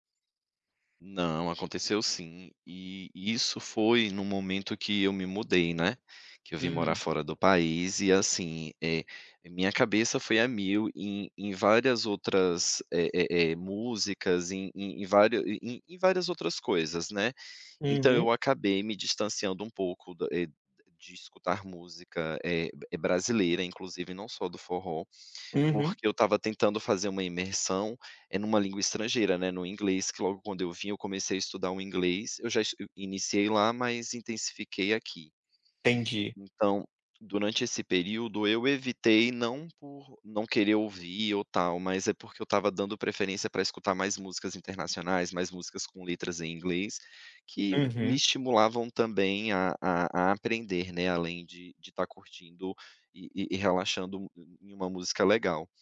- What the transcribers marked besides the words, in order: none
- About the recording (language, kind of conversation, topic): Portuguese, podcast, Que hábitos musicais moldaram a sua identidade sonora?